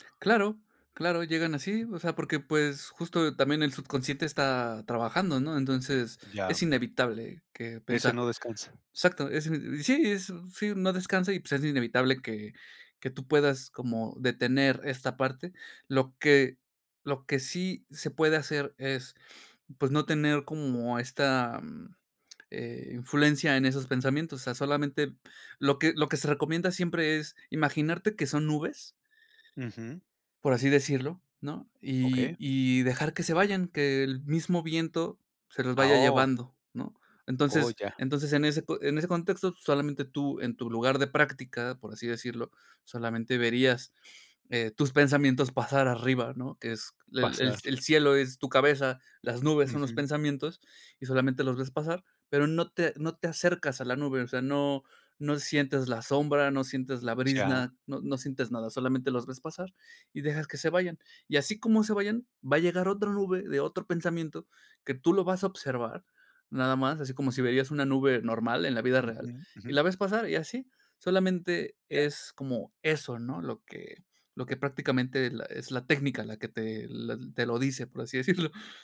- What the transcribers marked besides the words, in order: chuckle
- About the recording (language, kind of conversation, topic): Spanish, podcast, ¿Cómo manejar los pensamientos durante la práctica?